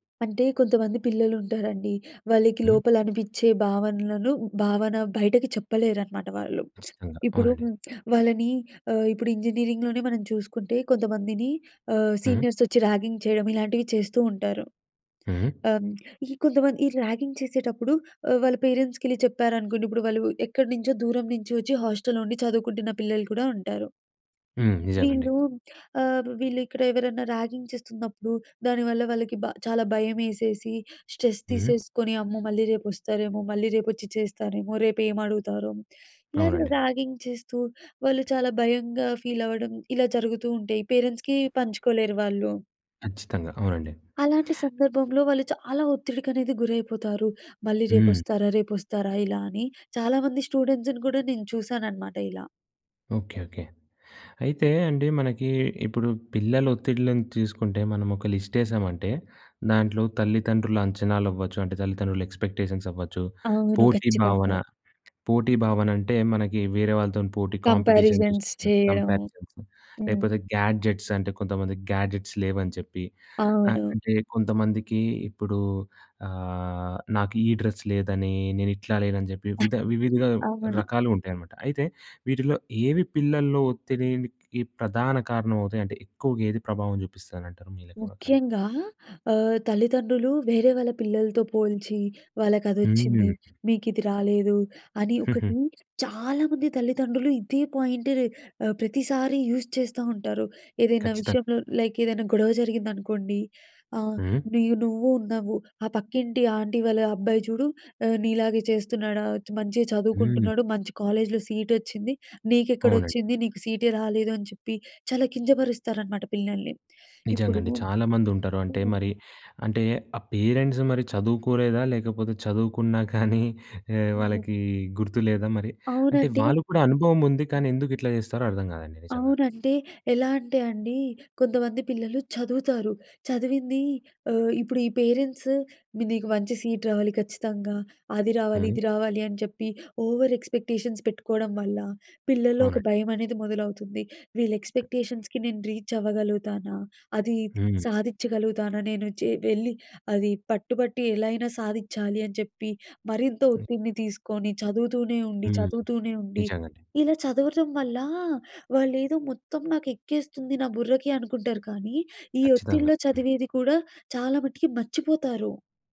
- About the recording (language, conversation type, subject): Telugu, podcast, పిల్లల ఒత్తిడిని తగ్గించేందుకు మీరు అనుసరించే మార్గాలు ఏమిటి?
- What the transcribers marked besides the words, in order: in English: "ర్యాగింగ్"; in English: "ర్యాగింగ్"; in English: "పేరెంట్స్‌కెళ్ళి"; in English: "హాస్టల్‌లో"; in English: "ర్యాగింగ్"; in English: "స్ట్రెస్"; in English: "ర్యాగింగ్"; in English: "పేరెంట్స్‌కి"; in English: "స్టూడెంట్స్‌ని"; in English: "ఎక్స్‌పెక్టేషన్స్"; in English: "కాంపిటీషన్"; in English: "కంపారిజన్స్"; in English: "కంపారిజన్స్"; in English: "గ్యాడ్జెట్స్"; in English: "గ్యాడ్జెట్స్"; drawn out: "ఆహ్"; in English: "డ్రెస్"; other noise; giggle; in English: "పాయింట్"; in English: "యూజ్"; in English: "లైక్"; in English: "కాలేజ్‌లో"; in English: "పేరెంట్స్"; giggle; in English: "పేరెంట్స్"; in English: "సీట్"; in English: "ఓవర్ ఎక్స్‌పెక్టేషన్స్"; in English: "ఎక్స్‌పెక్టేషన్స్‌కి"; in English: "రీచ్"